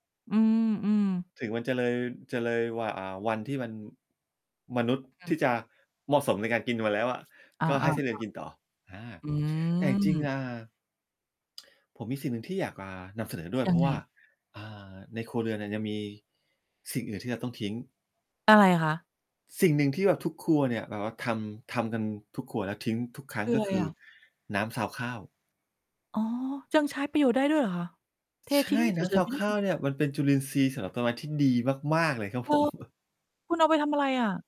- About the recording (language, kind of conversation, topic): Thai, podcast, มีวิธีลดอาหารเหลือทิ้งในบ้านอย่างไรบ้าง?
- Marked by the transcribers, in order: distorted speech; drawn out: "อืม"; tsk; static; other background noise; stressed: "มาก ๆ"; chuckle